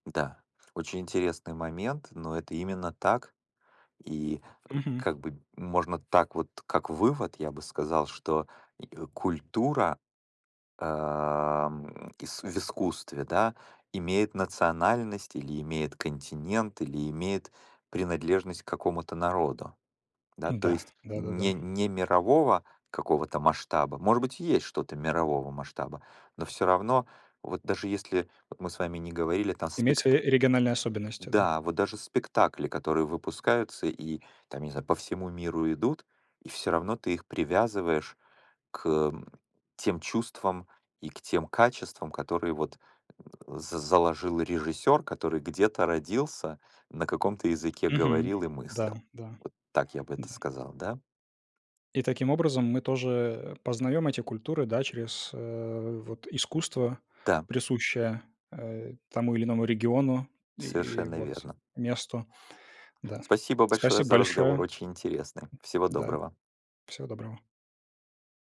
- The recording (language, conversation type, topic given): Russian, unstructured, Какую роль играет искусство в нашей жизни?
- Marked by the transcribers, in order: tapping; other background noise